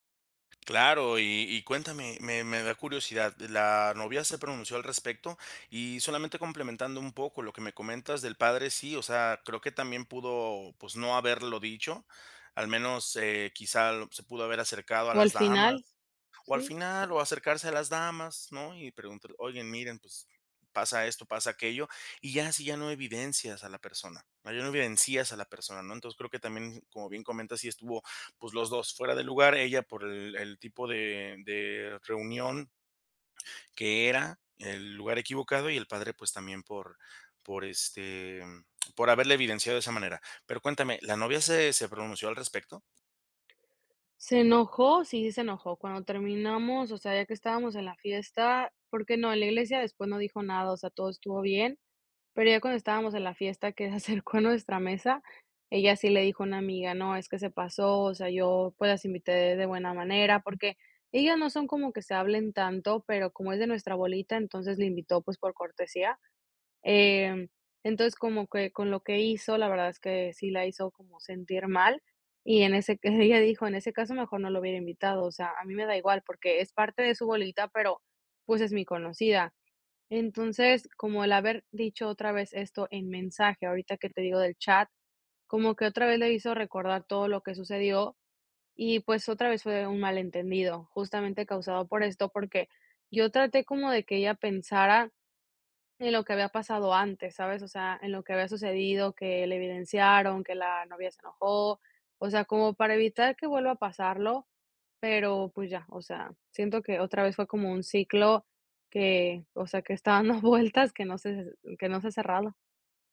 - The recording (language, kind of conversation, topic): Spanish, advice, ¿Cómo puedo resolver un malentendido causado por mensajes de texto?
- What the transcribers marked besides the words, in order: tapping; other background noise; laughing while speaking: "que se acercó"; laughing while speaking: "ella dijo"; laughing while speaking: "está dando vueltas"